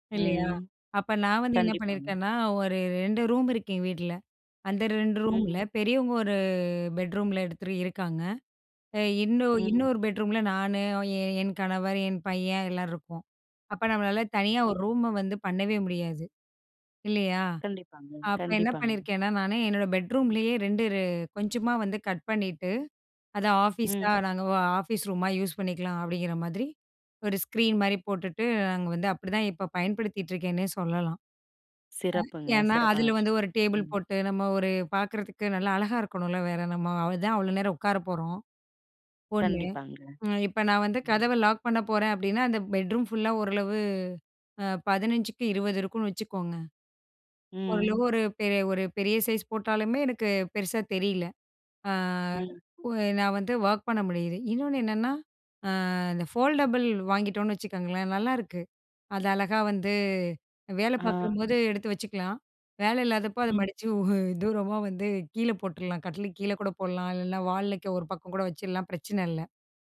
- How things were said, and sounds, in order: other noise; tapping; in English: "ஃபோல்டபுள்"; laughing while speaking: "அத மடிச்சு ஊ தூரமா வந்து கீழ போட்டுரலாம்"
- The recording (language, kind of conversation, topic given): Tamil, podcast, வீட்டிலிருந்து வேலை செய்ய தனியான இடம் அவசியமா, அதை நீங்கள் எப்படிப் அமைப்பீர்கள்?